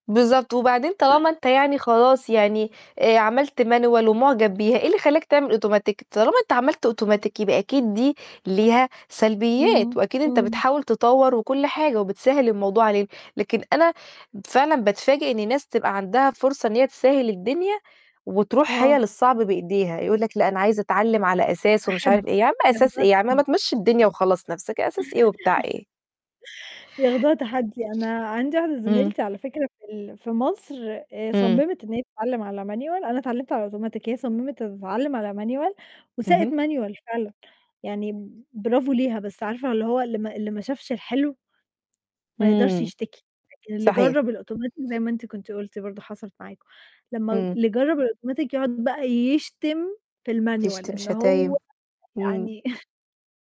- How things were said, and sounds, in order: other noise; laugh; tapping; distorted speech; laugh
- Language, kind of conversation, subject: Arabic, unstructured, إنت بتحب تتعلم حاجات جديدة إزاي؟